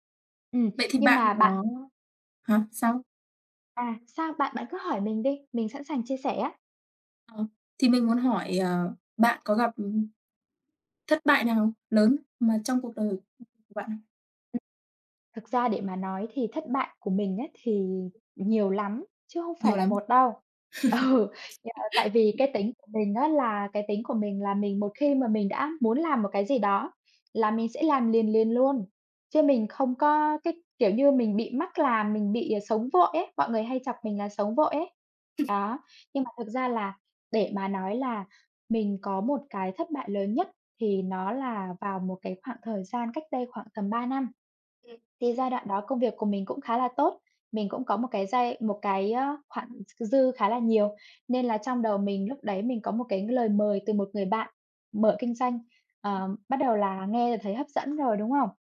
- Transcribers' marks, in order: other background noise; other noise; laughing while speaking: "Ừ"; tapping; laugh; chuckle; unintelligible speech
- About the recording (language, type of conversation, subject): Vietnamese, unstructured, Bạn đã học được bài học quý giá nào từ một thất bại mà bạn từng trải qua?
- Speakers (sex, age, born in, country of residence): female, 20-24, Vietnam, Vietnam; female, 25-29, Vietnam, Vietnam